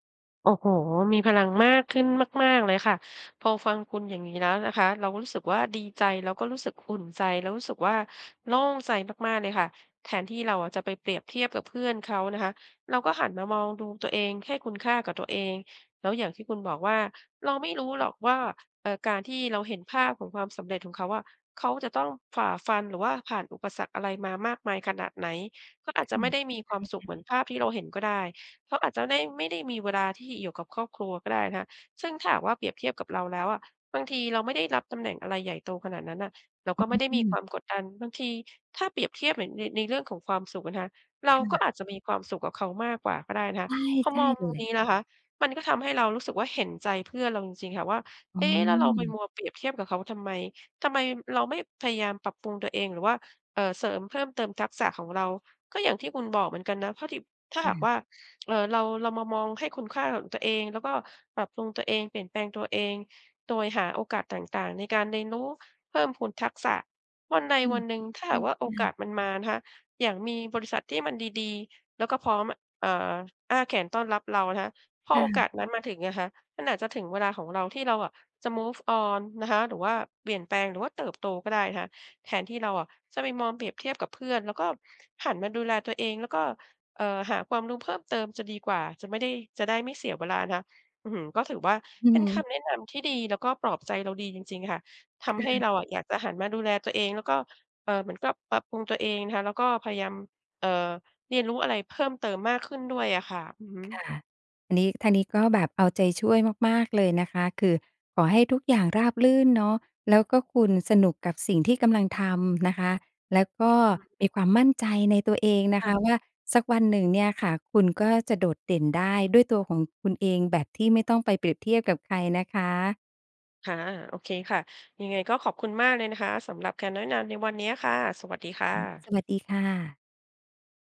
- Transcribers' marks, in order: other noise; tapping; in English: "move on"; other background noise
- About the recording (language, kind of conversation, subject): Thai, advice, ฉันควรทำอย่างไรเมื่อชอบเปรียบเทียบตัวเองกับคนอื่นและกลัวว่าจะพลาดสิ่งดีๆ?